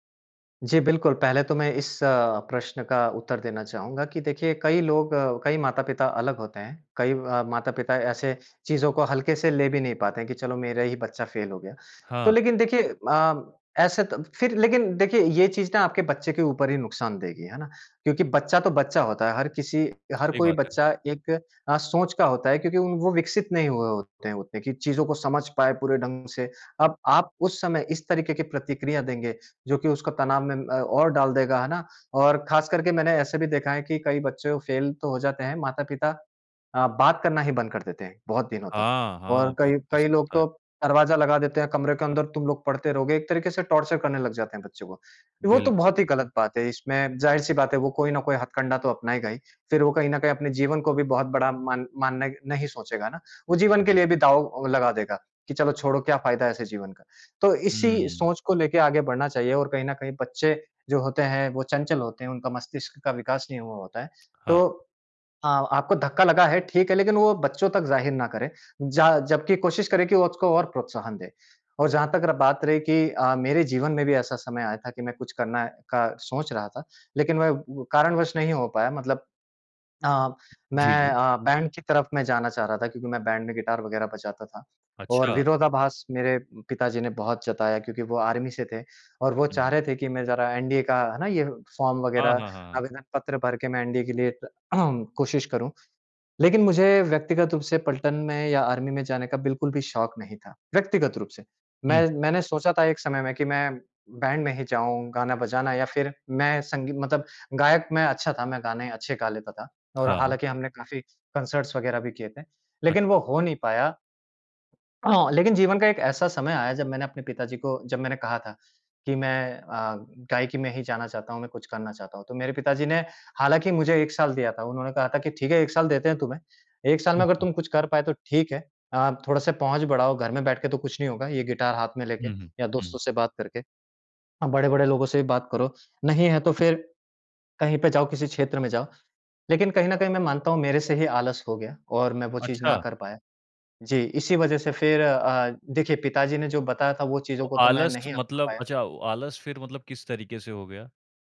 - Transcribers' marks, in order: in English: "टॉर्चर"; throat clearing; in English: "कॉन्सर्ट"; throat clearing
- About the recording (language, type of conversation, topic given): Hindi, podcast, तुम्हारे घरवालों ने तुम्हारी नाकामी पर कैसी प्रतिक्रिया दी थी?